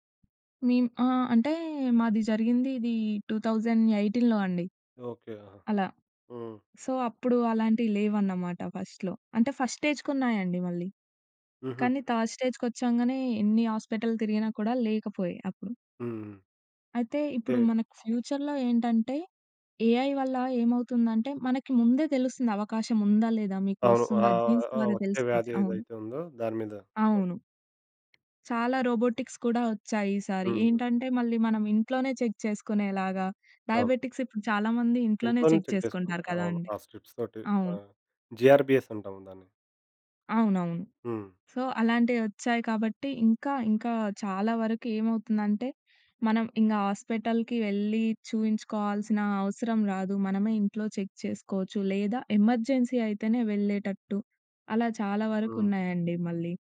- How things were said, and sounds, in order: in English: "టూ థౌసండ్ ఎయిటీన్‌లో"; in English: "సో"; in English: "ఫస్ట్‌లో"; in English: "ఫస్ట్"; in English: "థర్డ్"; in English: "హాస్పిటల్"; in English: "ఫ్యూచర్‌లో"; in English: "ఏఐ"; in English: "జీన్స్"; tapping; in English: "రోబోటిక్స్"; in English: "చెక్"; in English: "డయాబెటిక్స్"; in English: "చెక్"; in English: "చెక్"; in English: "స్ట్రిప్స్"; in English: "జీఆర్‌బీఎస్"; in English: "సో"; in English: "హాస్పిటల్‌కి"; in English: "చెక్"; in English: "ఎమర్జెన్సీ"
- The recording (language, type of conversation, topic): Telugu, podcast, ఆరోగ్య సంరక్షణలో భవిష్యత్తులో సాంకేతిక మార్పులు ఎలా ఉండబోతున్నాయి?